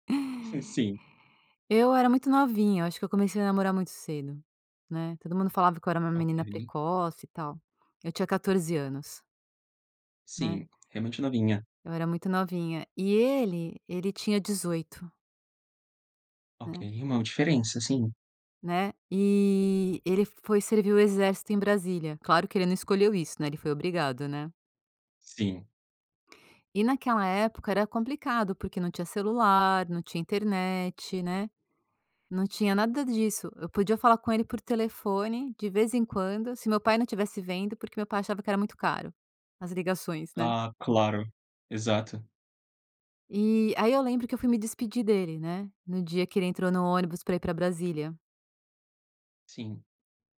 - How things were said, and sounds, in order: none
- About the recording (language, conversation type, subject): Portuguese, podcast, Tem alguma música que te lembra o seu primeiro amor?